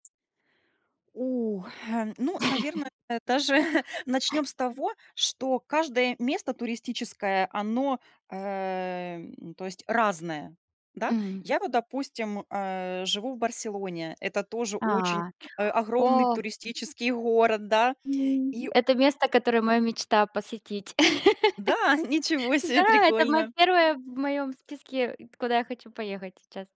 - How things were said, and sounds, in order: other background noise; chuckle; laughing while speaking: "даже"; other noise; tapping; laugh
- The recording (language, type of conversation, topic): Russian, unstructured, Что вас больше всего раздражает в туристических местах?